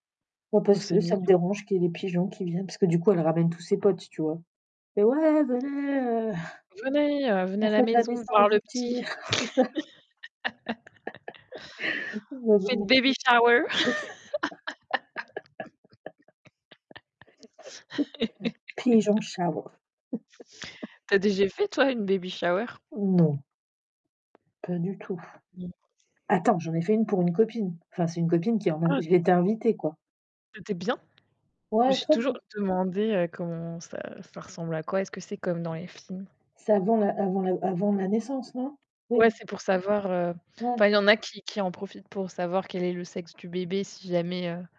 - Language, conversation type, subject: French, unstructured, Préféreriez-vous avoir la capacité de voler ou d’être invisible ?
- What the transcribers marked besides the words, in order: distorted speech; laugh; put-on voice: "Ouais venez, heu, on fête la naissance du petit"; chuckle; put-on voice: "baby shower !"; laugh; put-on voice: "shower"; in English: "baby shower ?"; tapping; static; background speech